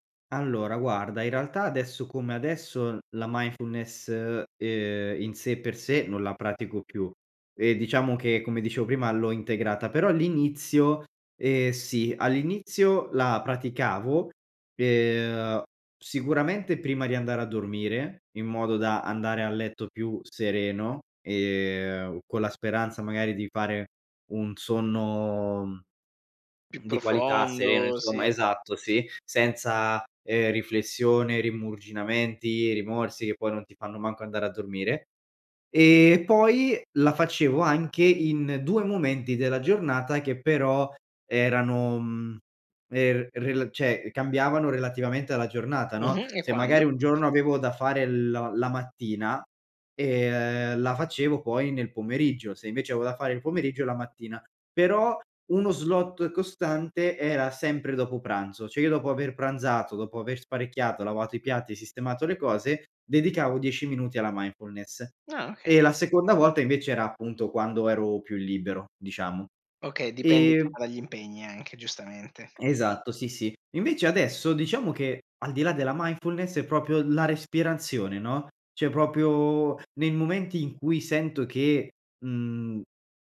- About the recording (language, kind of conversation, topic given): Italian, podcast, Come usi la respirazione per calmarti?
- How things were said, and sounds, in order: in English: "mindfulness"; "rimuginii" said as "rimurginamenti"; "cioè" said as "ceh"; tapping; other background noise; in English: "slot"; in English: "mindfulness"; in English: "mindfulness"; "proprio" said as "propio"; "cioè" said as "ceh"; "proprio" said as "popio"